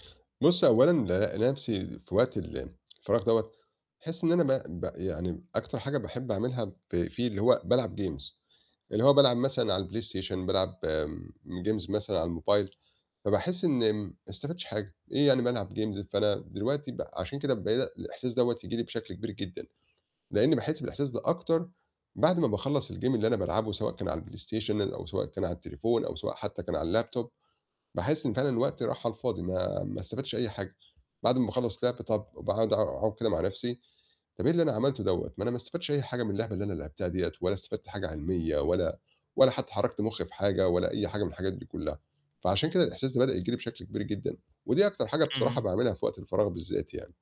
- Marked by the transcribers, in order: tapping; in English: "games"; in English: "games"; in English: "games!"; in English: "الgame"; in English: "الLaptop"
- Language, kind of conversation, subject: Arabic, advice, إزاي أقدر أرتاح في وقت فراغي من غير ما أحس إنه مضيعة أو بالذنب؟